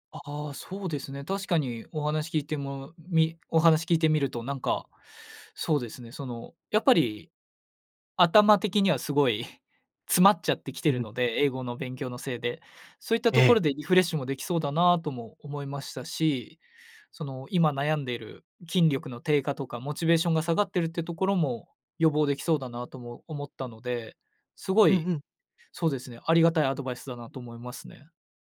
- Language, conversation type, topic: Japanese, advice, トレーニングへのモチベーションが下がっているのですが、どうすれば取り戻せますか?
- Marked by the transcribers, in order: none